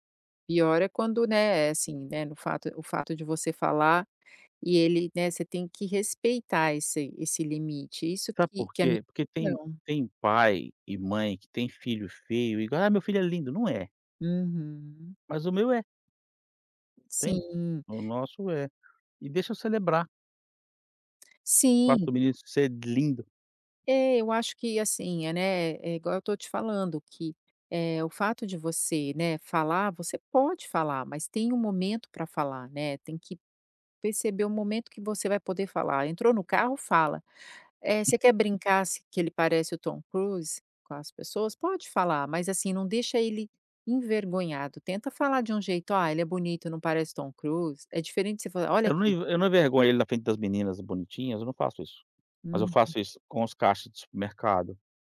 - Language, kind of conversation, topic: Portuguese, advice, Como posso superar o medo de mostrar interesses não convencionais?
- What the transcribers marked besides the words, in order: tapping; other background noise